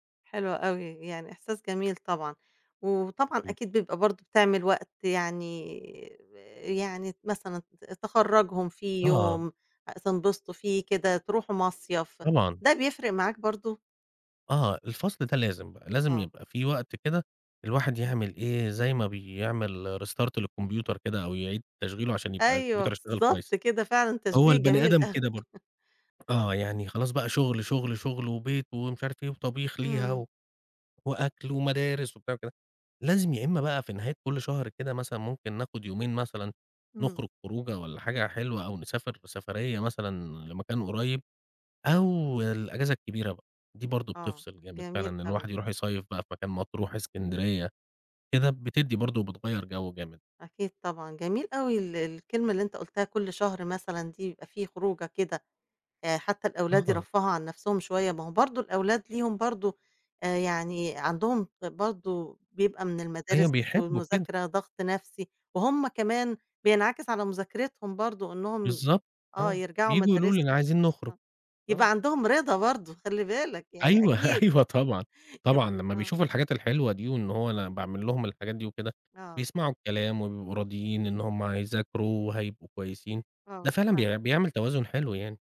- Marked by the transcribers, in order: in English: "restart"; chuckle; laughing while speaking: "أيوه طبعًا"; chuckle; tapping
- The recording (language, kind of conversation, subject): Arabic, podcast, إيه اللي بيخليك تحس بالرضا في شغلك؟